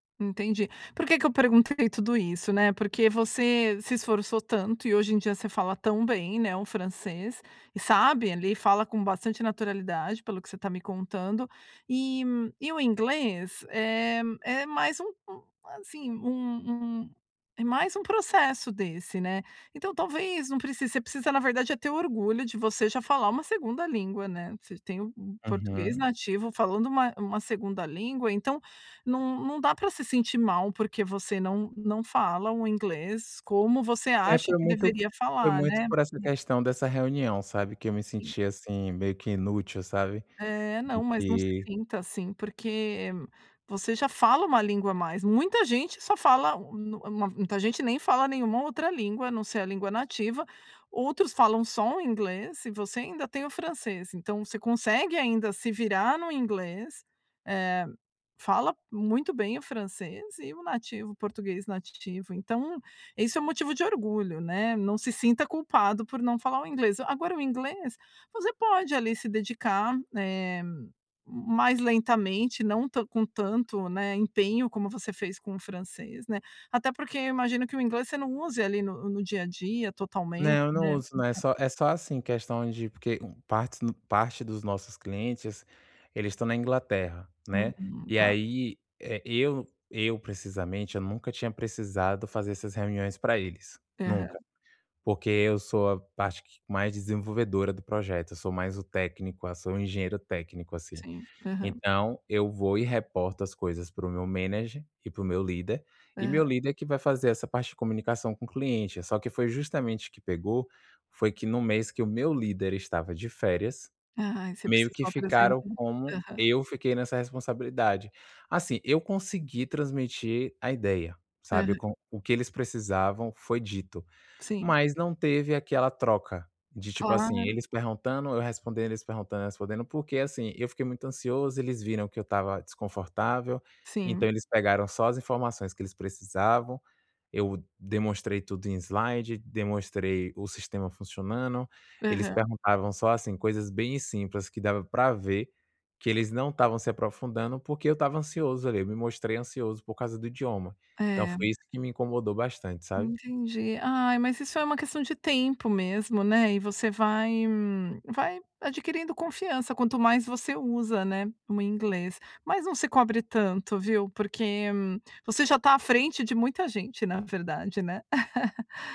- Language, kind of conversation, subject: Portuguese, advice, Como posso manter a confiança em mim mesmo apesar dos erros no trabalho ou na escola?
- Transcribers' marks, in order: other noise; in English: "manager"; chuckle